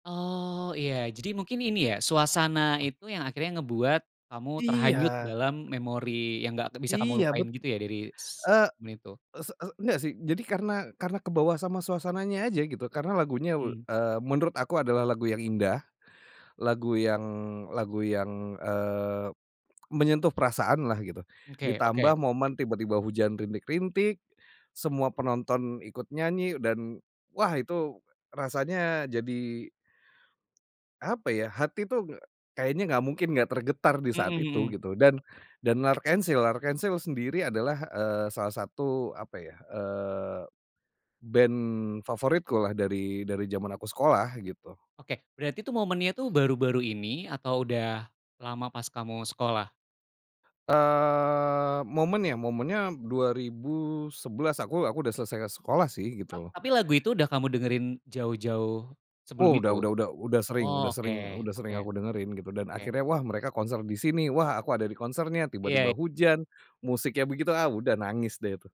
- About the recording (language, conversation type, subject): Indonesian, podcast, Apakah ada lagu yang selalu membuatmu bernostalgia, dan mengapa?
- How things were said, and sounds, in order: other noise; tapping; other background noise; "momen" said as "men"; tsk; drawn out: "Eee"